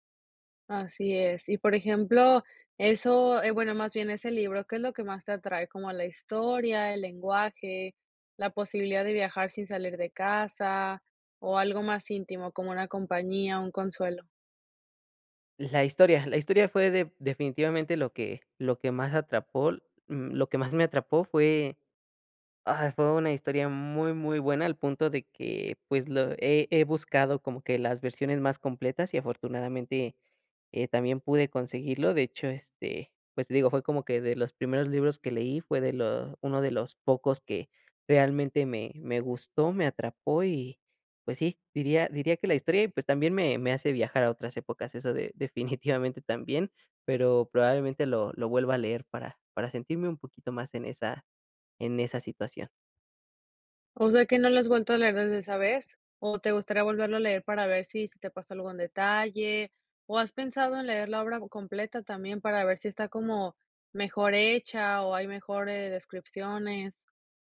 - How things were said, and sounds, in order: none
- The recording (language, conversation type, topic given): Spanish, podcast, ¿Por qué te gustan tanto los libros?